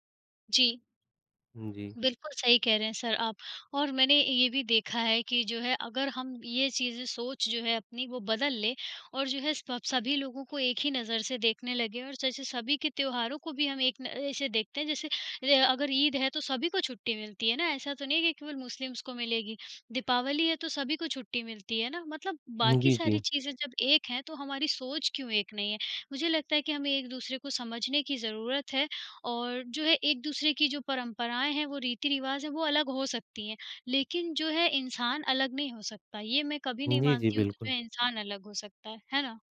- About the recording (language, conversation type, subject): Hindi, unstructured, धर्म के नाम पर लोग क्यों लड़ते हैं?
- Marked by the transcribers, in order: tapping; other background noise; in English: "सर"; in English: "मुस्लिमस"